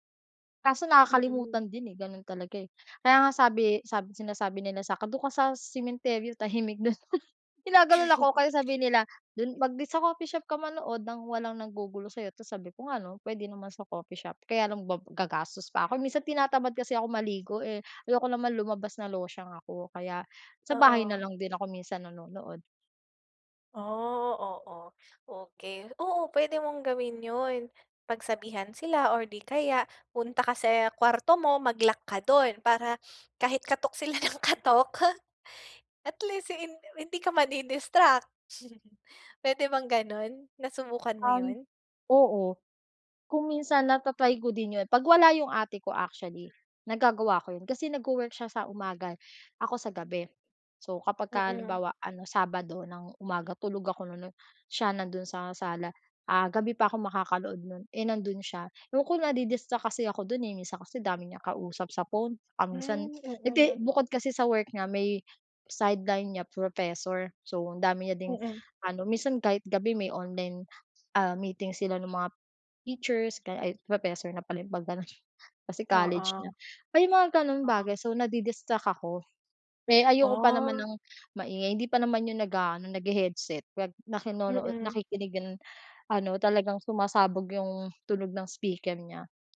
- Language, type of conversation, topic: Filipino, advice, Paano ko maiiwasan ang mga nakakainis na sagabal habang nagpapahinga?
- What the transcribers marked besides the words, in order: chuckle; chuckle; chuckle